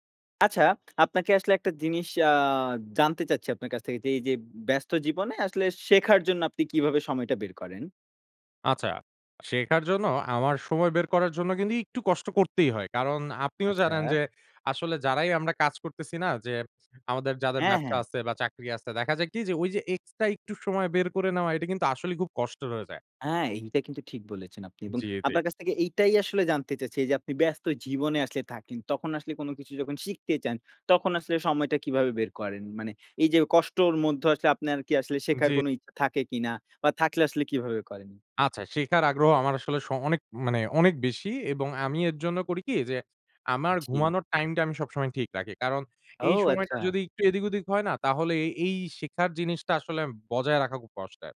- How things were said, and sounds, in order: none
- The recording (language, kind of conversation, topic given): Bengali, podcast, ব্যস্ত জীবনে আপনি শেখার জন্য সময় কীভাবে বের করেন?